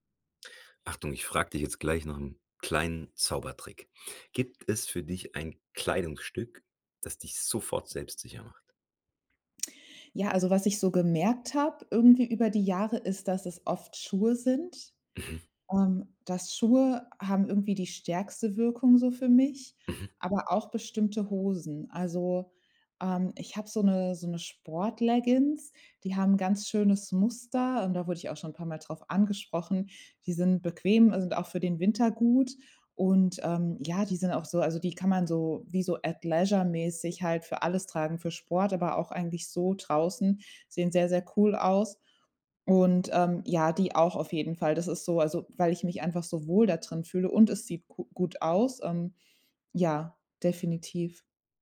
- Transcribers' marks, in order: none
- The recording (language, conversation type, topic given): German, podcast, Gibt es ein Kleidungsstück, das dich sofort selbstsicher macht?